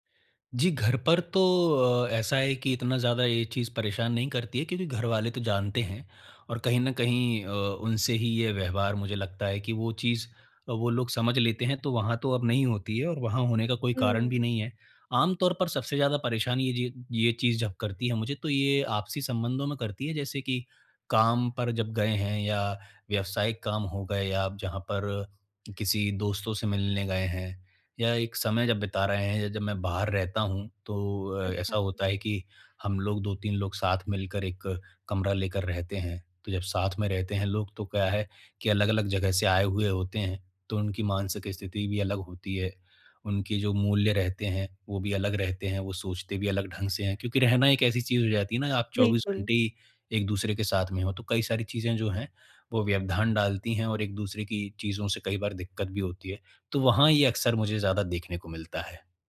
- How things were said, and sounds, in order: none
- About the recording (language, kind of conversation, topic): Hindi, advice, तीव्र भावनाओं के दौरान मैं शांत रहकर सोच-समझकर कैसे प्रतिक्रिया करूँ?